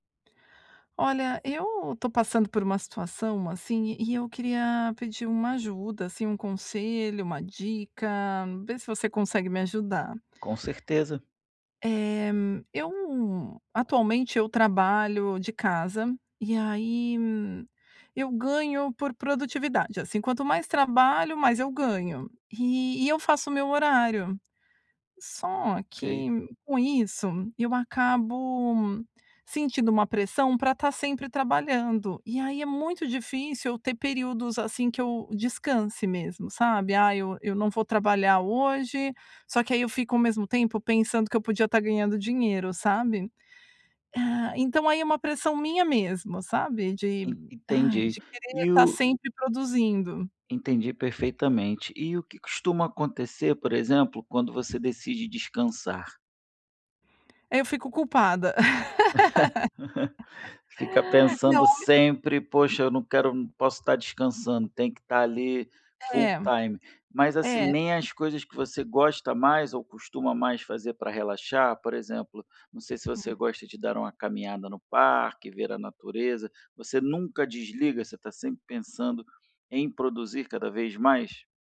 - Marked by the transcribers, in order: chuckle; laugh; in English: "full time"
- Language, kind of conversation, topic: Portuguese, advice, Como posso descansar sem me sentir culpado por não estar sempre produtivo?